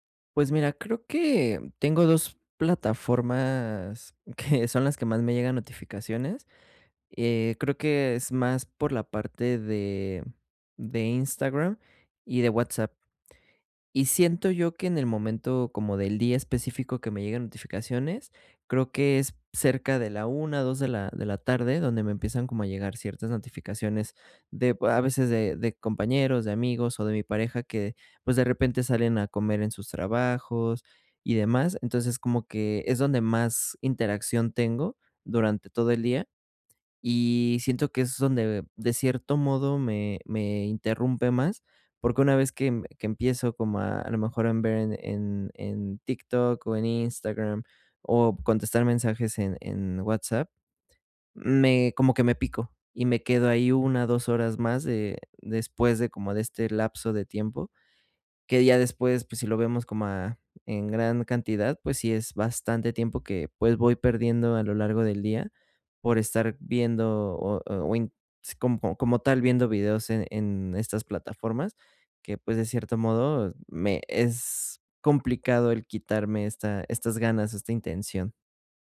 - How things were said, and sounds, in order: shush
- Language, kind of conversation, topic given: Spanish, advice, Agotamiento por multitarea y ruido digital